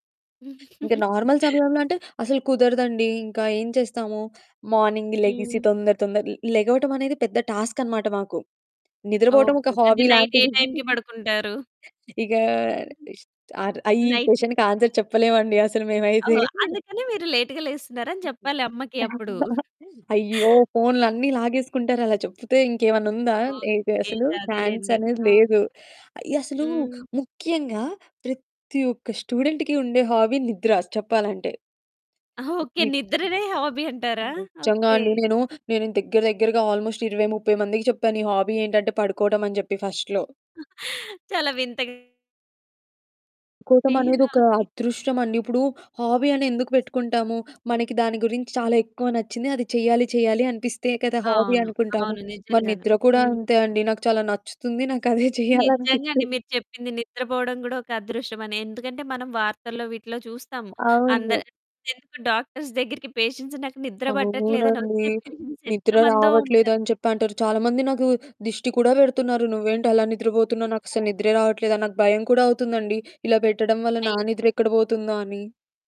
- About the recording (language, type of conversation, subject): Telugu, podcast, స్నేహితులతో కలిసి హాబీ చేయడం మీకు ఎలా సులభమవుతుంది?
- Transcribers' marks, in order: giggle; in English: "నార్మల్"; in English: "మార్నింగ్"; in English: "టాస్క్"; in English: "హాబీ"; in English: "నైట్"; chuckle; giggle; in English: "నైట్"; in English: "క్వషన్‌కి ఆన్సర్"; in English: "లేట్‌గా"; chuckle; in English: "ఛాన్స్"; in English: "స్టూడెంట్‌కి"; in English: "హాబీ"; static; unintelligible speech; stressed: "నిజ్జంగా"; in English: "హాబీ"; in English: "ఆల్మోస్ట్"; in English: "హాబీ"; in English: "ఫస్ట్‌లో"; chuckle; distorted speech; in English: "హాబీ"; in English: "హాబీ"; in English: "హాబీ"; laughing while speaking: "నాకదే చేయాలనిపిస్తుంది"; other background noise; in English: "డాక్టర్స్"; in English: "పేషెంట్స్"; in English: "పేషెంట్స్"